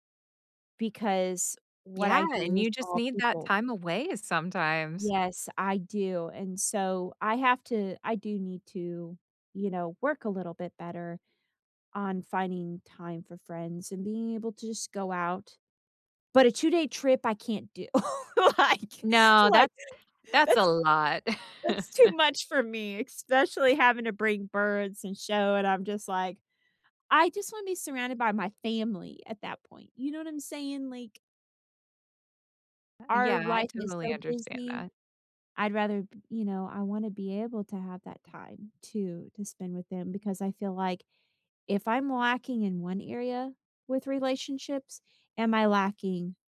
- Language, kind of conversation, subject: English, unstructured, How do you balance time between family and friends?
- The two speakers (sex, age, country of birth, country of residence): female, 35-39, United States, United States; female, 40-44, United States, United States
- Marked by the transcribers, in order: laughing while speaking: "do. like like"; chuckle